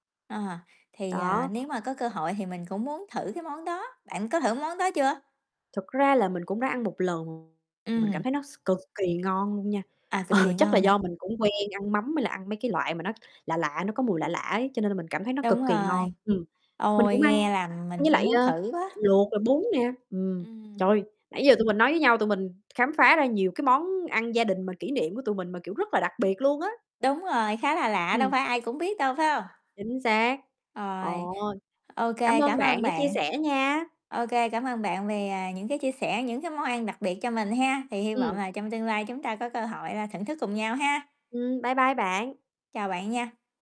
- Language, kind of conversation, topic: Vietnamese, unstructured, Món ăn truyền thống nào khiến bạn nhớ về gia đình nhất?
- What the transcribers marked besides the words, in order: other background noise; distorted speech; static; laughing while speaking: "ờ"; tapping